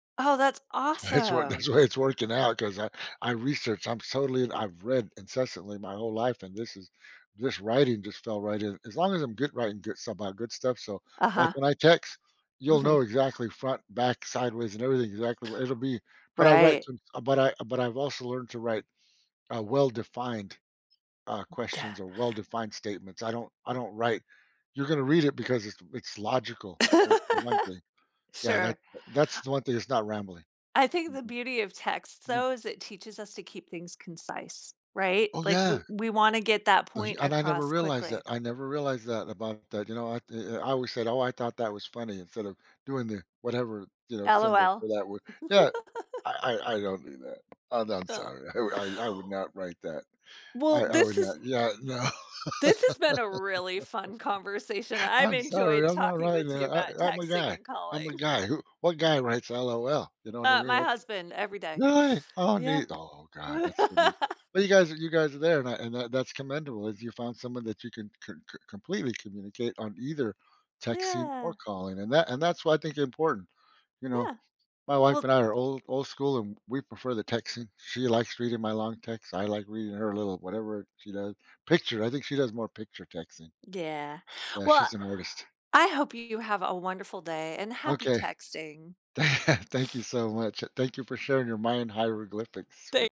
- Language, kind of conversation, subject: English, unstructured, How do you choose between texting and calling to communicate with others?
- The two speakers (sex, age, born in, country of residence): female, 45-49, United States, United States; male, 60-64, United States, United States
- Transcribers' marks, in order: tapping; inhale; laugh; laugh; laugh; laugh; other background noise; chuckle